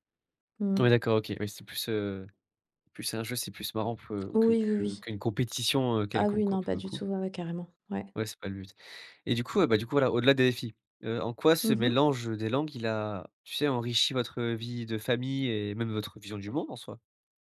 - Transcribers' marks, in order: "défis" said as "éfi"
- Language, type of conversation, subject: French, podcast, Tu gères comment le mélange des langues à la maison ?
- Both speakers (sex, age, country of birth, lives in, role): female, 40-44, France, Spain, guest; male, 20-24, France, France, host